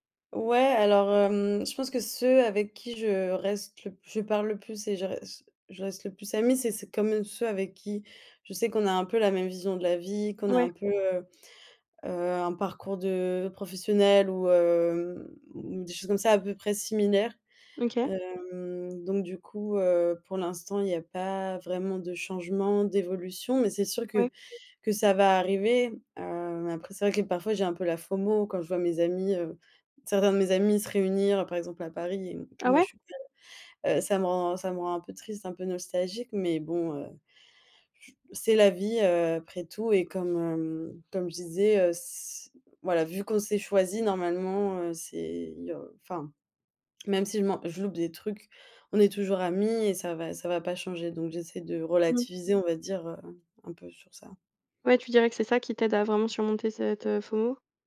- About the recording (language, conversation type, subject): French, podcast, Comment gardes-tu le contact avec des amis qui habitent loin ?
- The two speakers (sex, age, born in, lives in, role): female, 20-24, France, France, host; female, 25-29, France, Germany, guest
- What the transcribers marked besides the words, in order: tapping; other background noise; in English: "FOMO"; stressed: "Ah ouais"; unintelligible speech; in English: "FOMO ?"